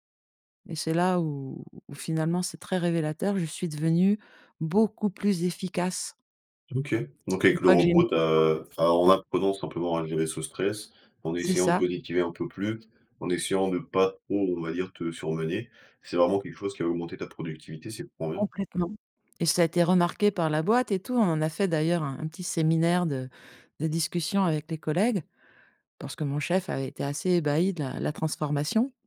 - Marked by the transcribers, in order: other background noise
- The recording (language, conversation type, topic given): French, podcast, Comment poses-tu des limites pour éviter l’épuisement ?